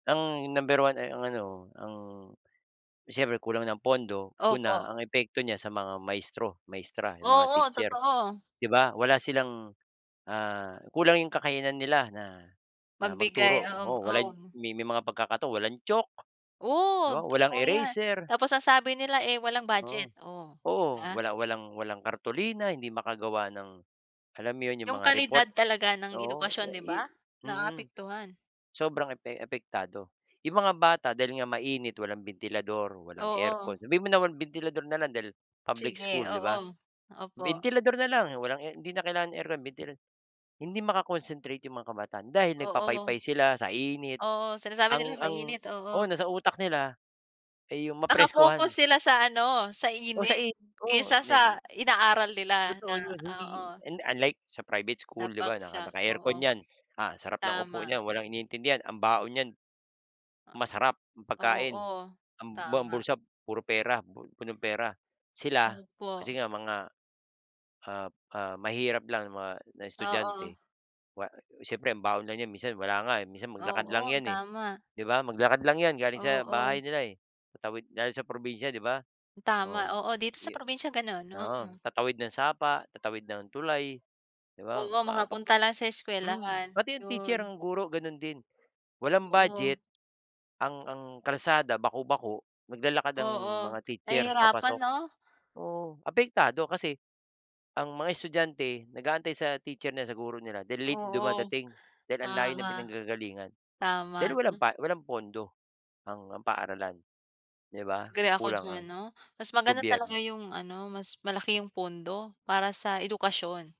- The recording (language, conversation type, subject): Filipino, unstructured, Ano ang epekto ng kakulangan sa pondo ng paaralan sa mga mag-aaral?
- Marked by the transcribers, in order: in English: "budget"; "apektado" said as "epektado"; in English: "Nakafocus"; in English: "unlike"